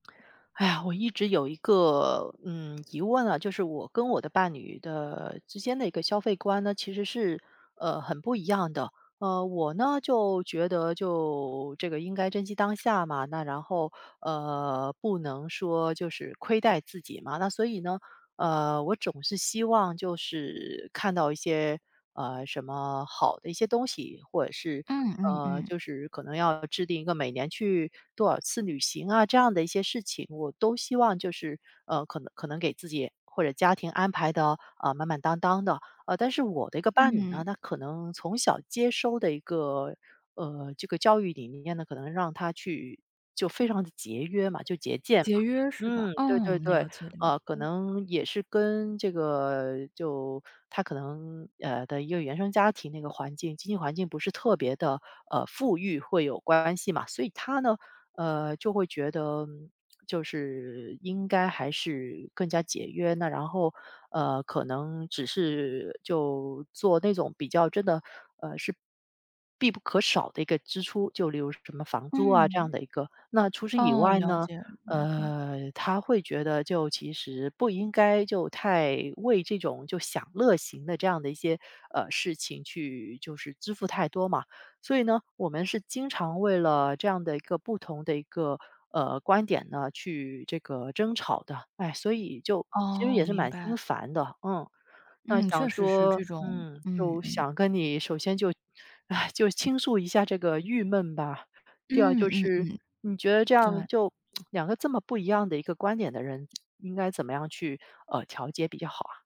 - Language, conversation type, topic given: Chinese, advice, 你们因为消费观不同而经常为预算争吵，该怎么办？
- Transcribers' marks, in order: tapping; "总是" said as "肿是"; other background noise; "节俭" said as "节间"; lip smack; lip smack